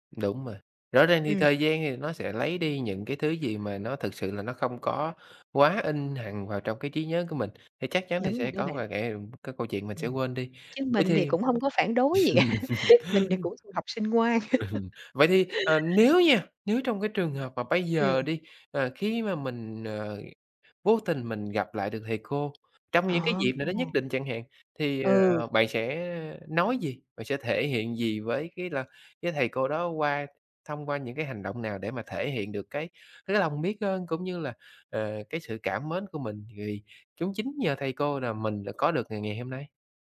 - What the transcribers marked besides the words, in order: tapping; laugh; chuckle; laugh
- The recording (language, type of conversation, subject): Vietnamese, podcast, Có thầy hoặc cô nào đã thay đổi bạn rất nhiều không? Bạn có thể kể lại không?